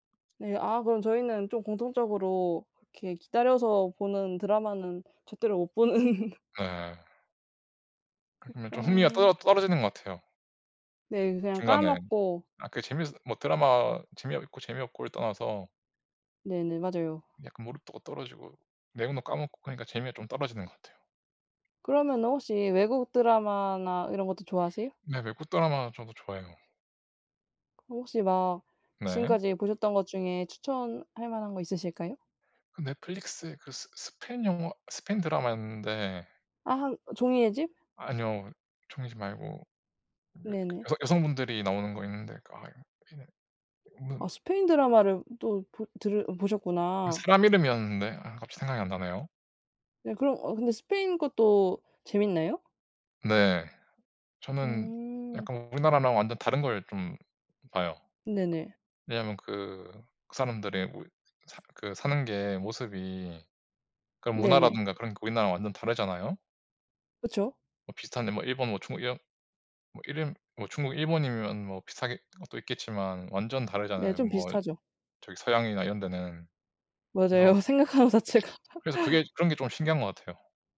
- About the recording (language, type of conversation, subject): Korean, unstructured, 최근에 본 영화나 드라마 중 추천하고 싶은 작품이 있나요?
- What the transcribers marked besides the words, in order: laughing while speaking: "보는"; other background noise; tapping; unintelligible speech; unintelligible speech; laughing while speaking: "생각하는 자체가"; laugh